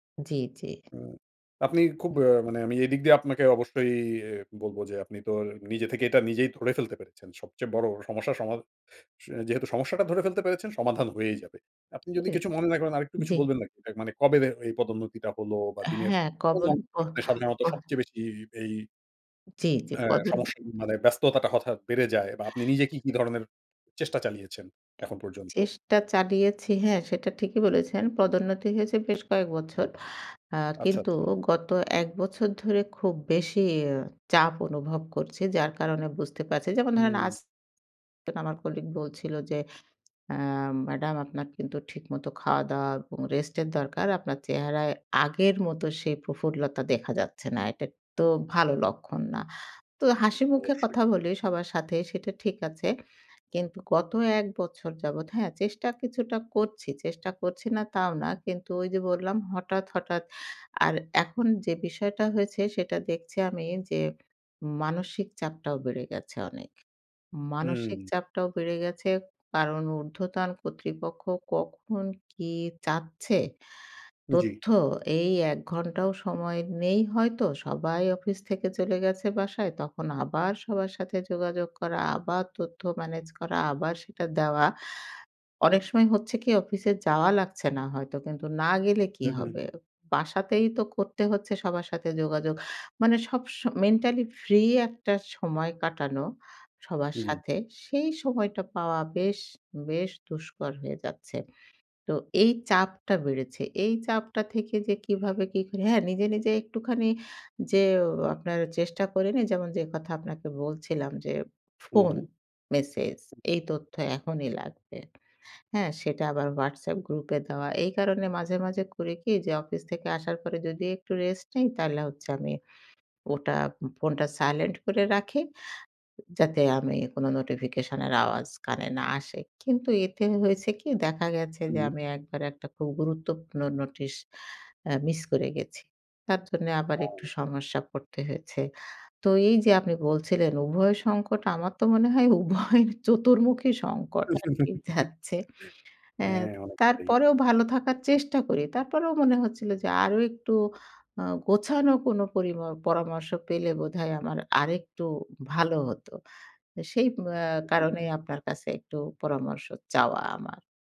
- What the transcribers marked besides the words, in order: tapping; other background noise; laughing while speaking: "উভয় চতুর্মুখী সংকট"; laugh
- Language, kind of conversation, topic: Bengali, advice, নতুন শিশু বা বড় দায়িত্বের কারণে আপনার আগের রুটিন ভেঙে পড়লে আপনি কীভাবে সামলাচ্ছেন?